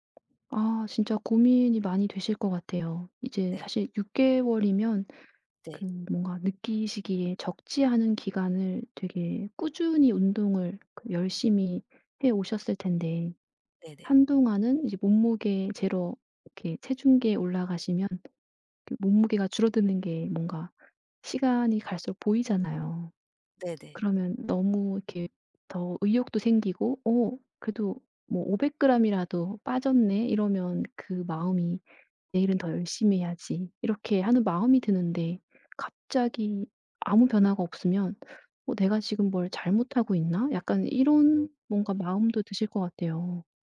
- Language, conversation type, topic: Korean, advice, 운동 성과 정체기를 어떻게 극복할 수 있을까요?
- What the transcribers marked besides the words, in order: tapping; other background noise